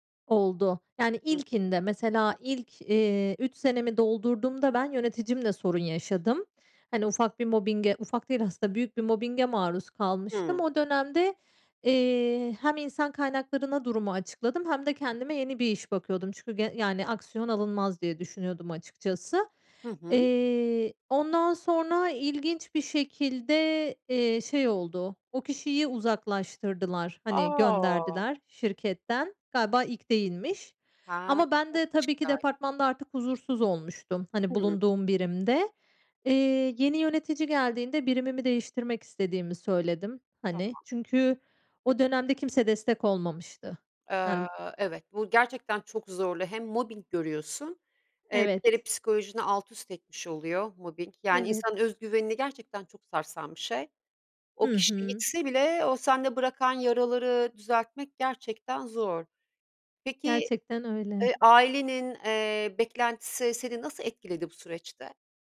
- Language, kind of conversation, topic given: Turkish, podcast, İş değiştirmeye karar verirken seni en çok ne düşündürür?
- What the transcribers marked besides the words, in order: other noise; other background noise; drawn out: "A!"; unintelligible speech